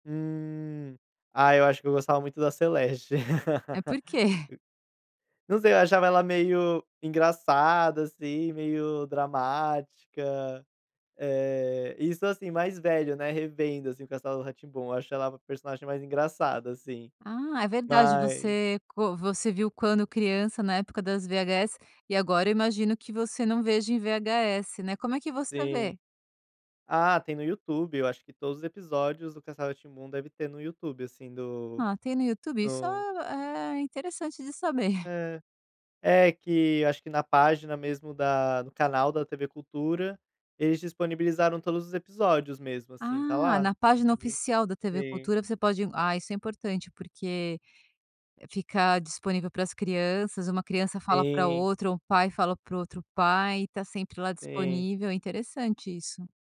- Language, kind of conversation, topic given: Portuguese, podcast, Qual programa da sua infância sempre te dá saudade?
- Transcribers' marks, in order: chuckle; chuckle